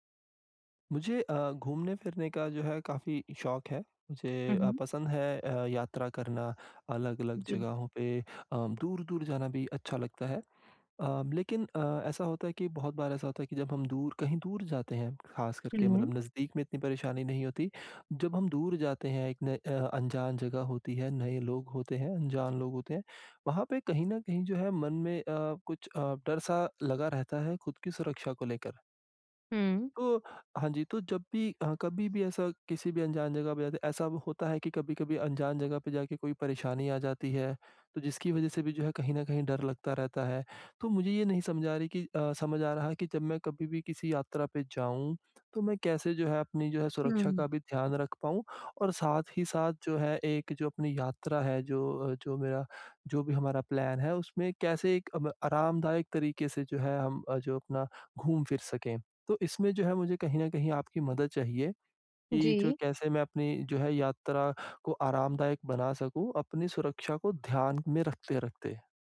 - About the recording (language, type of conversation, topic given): Hindi, advice, मैं अनजान जगहों पर अपनी सुरक्षा और आराम कैसे सुनिश्चित करूँ?
- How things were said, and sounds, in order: in English: "प्लान"